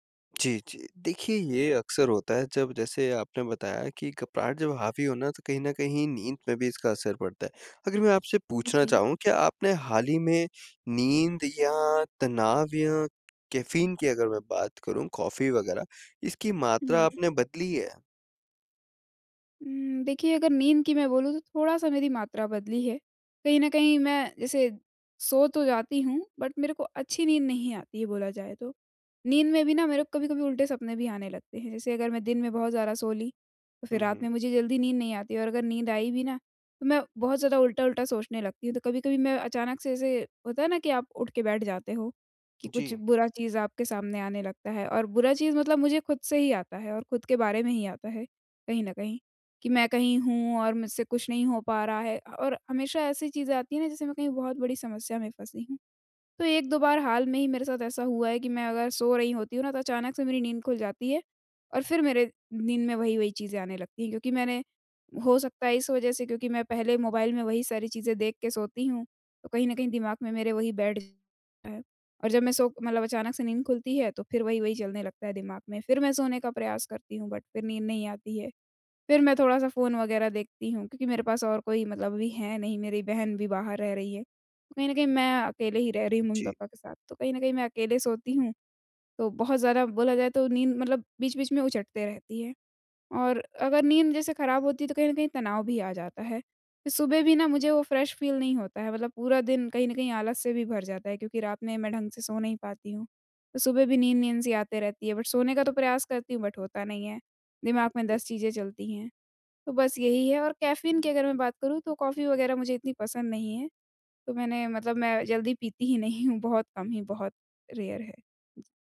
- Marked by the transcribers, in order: tapping; in English: "कैफ़ीन"; in English: "बट"; other background noise; in English: "बट"; in English: "फ्रेश फील"; in English: "बट"; in English: "बट"; in English: "कैफ़ीन"; in English: "रेयर"
- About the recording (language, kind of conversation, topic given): Hindi, advice, घर पर आराम करते समय बेचैनी या घबराहट क्यों होती है?